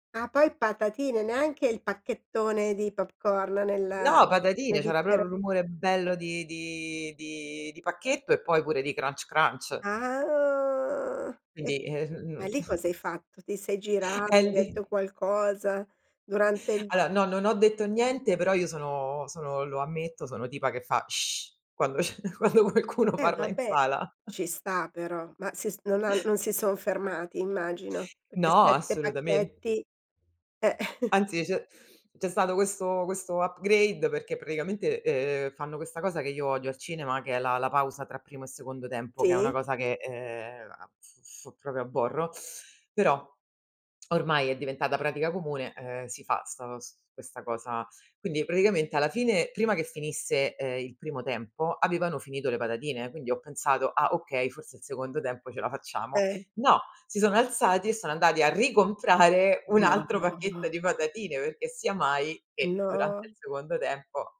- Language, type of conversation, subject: Italian, podcast, Che cosa cambia nell’esperienza di visione quando guardi un film al cinema?
- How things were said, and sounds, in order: tapping; in English: "crunch crunch"; drawn out: "Ah"; unintelligible speech; chuckle; unintelligible speech; "Allora" said as "alloa"; other background noise; laughing while speaking: "c'è quando qualcuno parla in sala"; chuckle; in English: "upgrade"; unintelligible speech